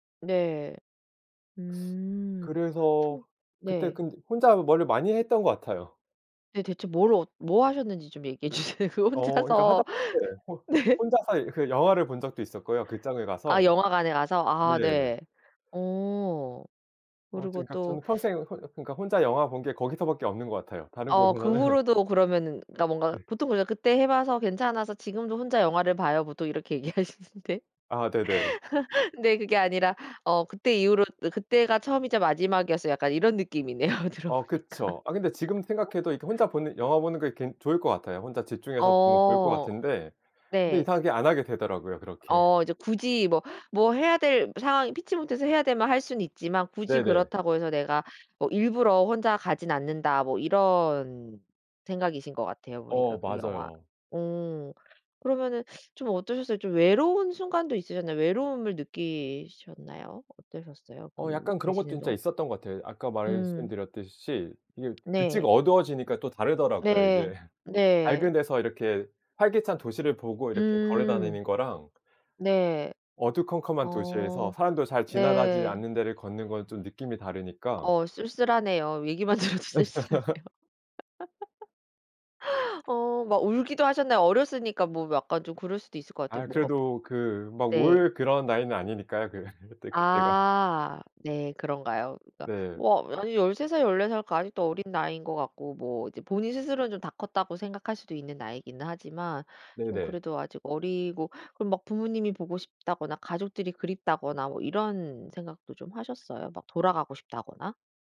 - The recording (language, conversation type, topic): Korean, podcast, 첫 혼자 여행은 어땠어요?
- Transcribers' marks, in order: teeth sucking; laughing while speaking: "주세요. 그 혼자서 네"; teeth sucking; other background noise; laughing while speaking: "곳에서는"; laughing while speaking: "얘기하시는데"; laugh; laughing while speaking: "느낌이네요, 들어 보니까"; laugh; teeth sucking; tapping; laugh; laughing while speaking: "들어도 쓸쓸하네요"; laugh; laughing while speaking: "그때 그때가"